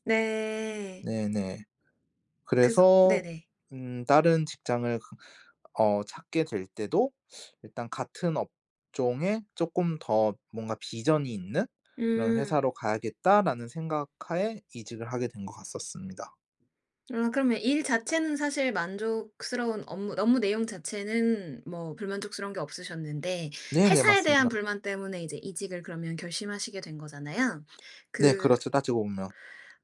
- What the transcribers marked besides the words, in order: other background noise
- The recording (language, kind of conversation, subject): Korean, podcast, 직업을 바꾸게 된 계기가 무엇이었나요?